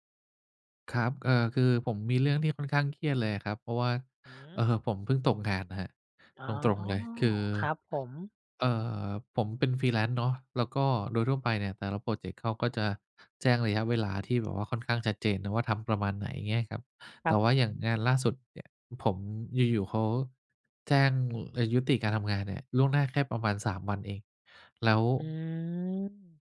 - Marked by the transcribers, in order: in English: "freelance"
- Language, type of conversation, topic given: Thai, advice, คุณมีประสบการณ์อย่างไรกับการตกงานกะทันหันและความไม่แน่นอนเรื่องรายได้?
- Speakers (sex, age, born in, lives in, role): male, 50-54, Thailand, Thailand, user; other, 35-39, Thailand, Thailand, advisor